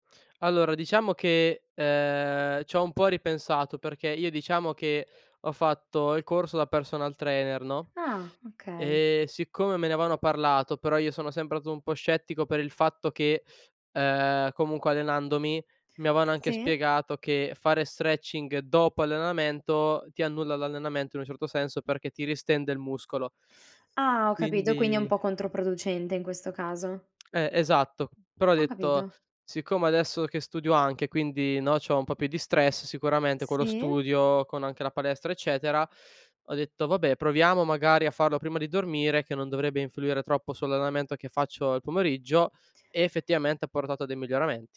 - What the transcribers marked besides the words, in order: "avevano" said as "aveano"; "stato" said as "ato"; "avevano" said as "aveano"
- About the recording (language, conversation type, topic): Italian, podcast, Cosa fai per calmare la mente prima di dormire?